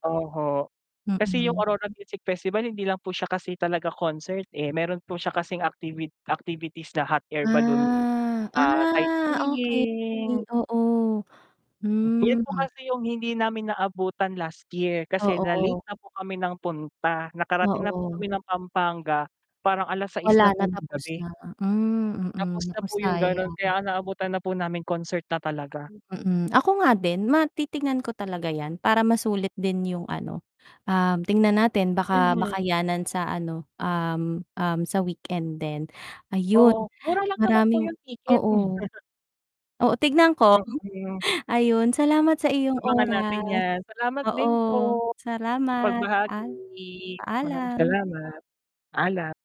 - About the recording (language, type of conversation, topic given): Filipino, unstructured, Paano mo pinaplano na masulit ang isang bakasyon sa katapusan ng linggo?
- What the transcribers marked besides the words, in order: drawn out: "Ah, ah"; distorted speech; static; breath; chuckle; inhale; chuckle